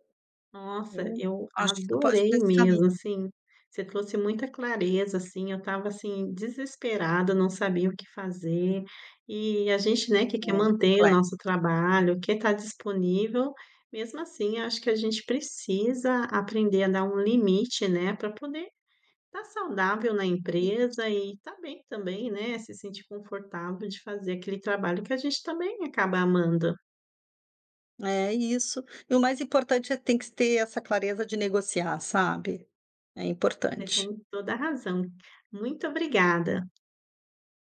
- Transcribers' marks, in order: tapping; "complexo" said as "plexo"
- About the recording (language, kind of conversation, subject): Portuguese, advice, Como posso definir limites para e-mails e horas extras?